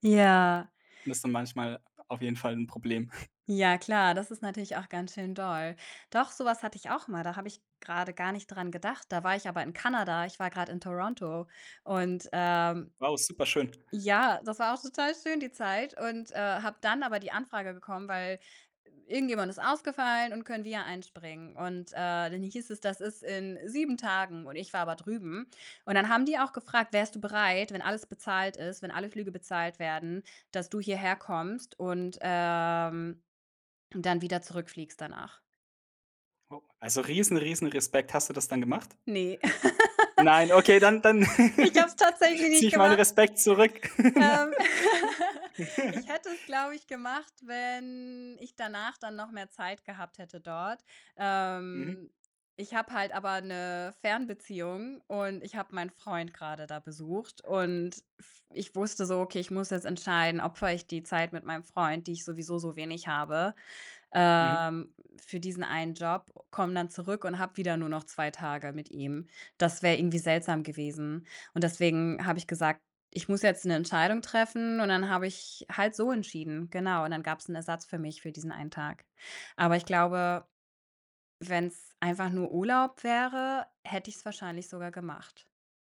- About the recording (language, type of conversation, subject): German, podcast, Wie gehst du mit der Erwartung um, ständig erreichbar zu sein?
- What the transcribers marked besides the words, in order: tapping; snort; put-on voice: "Toronto"; joyful: "total schön die Zeit"; laugh; laugh; drawn out: "wenn"; other background noise